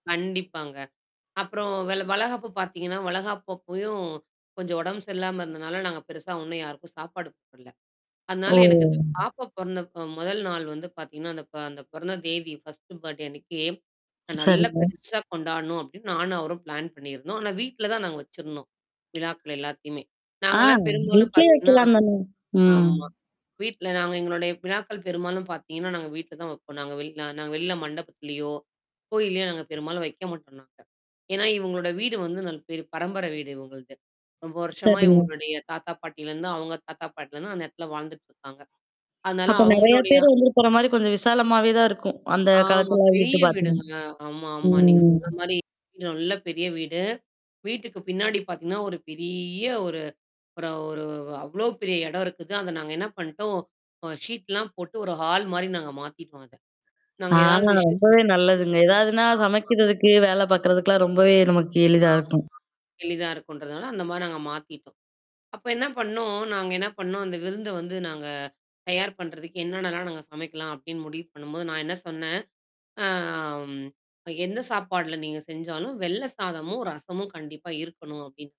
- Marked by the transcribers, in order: static; distorted speech; drawn out: "ஓ!"; in English: "ஃபர்ஸ்ட் பர்த்டே"; other noise; in English: "பிளான்"; tapping; mechanical hum; other background noise; drawn out: "ம்"; drawn out: "பெரிய"; in English: "ஷீட்லாம்"; in English: "ஹால்"
- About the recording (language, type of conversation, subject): Tamil, podcast, பெரிய விருந்துக்கான உணவுப் பட்டியலை நீங்கள் எப்படி திட்டமிடுகிறீர்கள்?